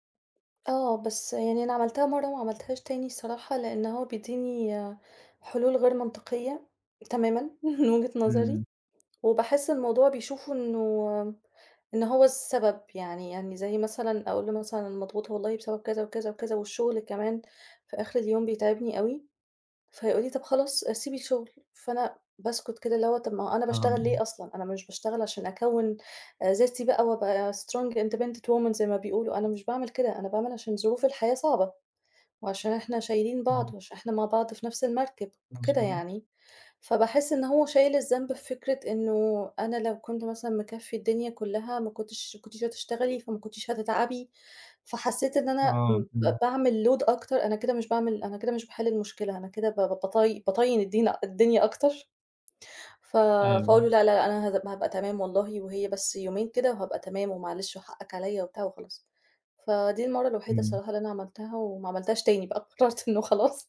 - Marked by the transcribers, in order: chuckle; in English: "strong independent woman"; in English: "load"; laughing while speaking: "قرّرت إنّه خلاص"
- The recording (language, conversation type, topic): Arabic, advice, إزاي التعب المزمن بيأثر على تقلبات مزاجي وانفجارات غضبي؟